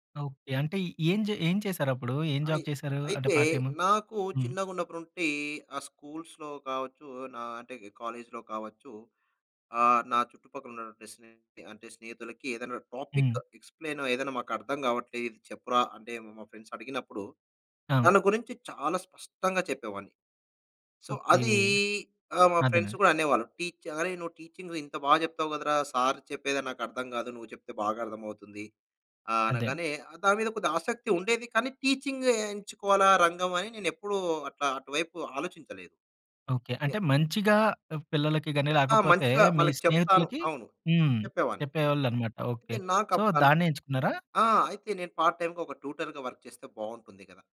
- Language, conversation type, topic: Telugu, podcast, మొదటి ఉద్యోగం గురించి నీ అనుభవం ఎలా ఉంది?
- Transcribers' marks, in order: in English: "జాబ్"; in English: "పార్ట్ టైమ్?"; in English: "స్కూల్స్‌లో"; in English: "కాలేజ్‌లో"; in English: "టాపిక్, ఎక్స్‌ప్లెయిన్"; in English: "ఫ్రెండ్స్"; in English: "సో"; in English: "ఫ్రెండ్స్"; in English: "టీచింగ్"; in English: "సో"; in English: "పార్ట్ టైమ్‌గా"; in English: "ట్యూటర్‌గా వర్క్"